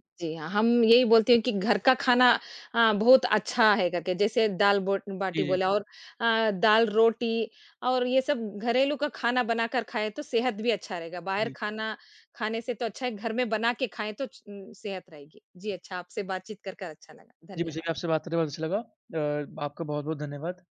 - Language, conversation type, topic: Hindi, unstructured, आपका सबसे पसंदीदा घरेलू पकवान कौन सा है?
- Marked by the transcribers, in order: tapping; other background noise